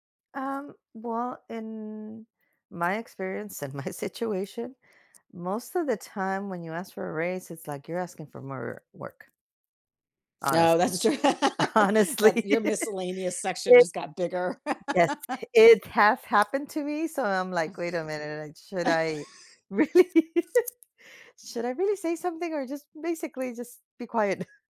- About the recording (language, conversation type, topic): English, unstructured, What do you think about unpaid overtime at work?
- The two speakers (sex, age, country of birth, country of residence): female, 45-49, United States, United States; female, 45-49, United States, United States
- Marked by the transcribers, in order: drawn out: "in"; other background noise; laughing while speaking: "my situation"; laughing while speaking: "that's true"; laugh; laughing while speaking: "honestly"; laugh; laugh; laugh; laughing while speaking: "really"; laugh; chuckle